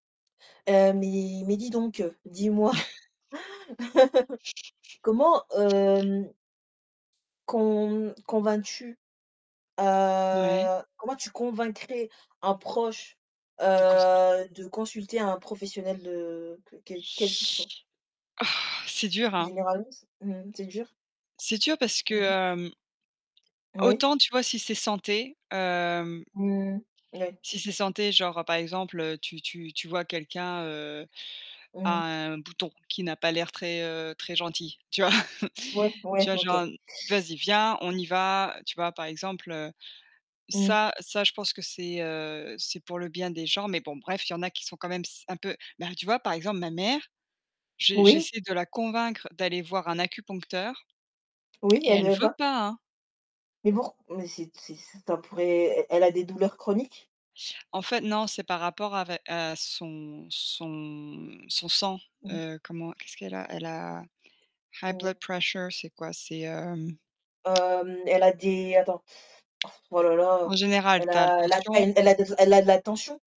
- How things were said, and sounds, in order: chuckle; laugh; drawn out: "Heu"; distorted speech; drawn out: "heu"; chuckle; put-on voice: "high blood pressure"; tapping; teeth sucking; blowing
- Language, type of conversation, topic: French, unstructured, Comment convaincre un proche de consulter un professionnel ?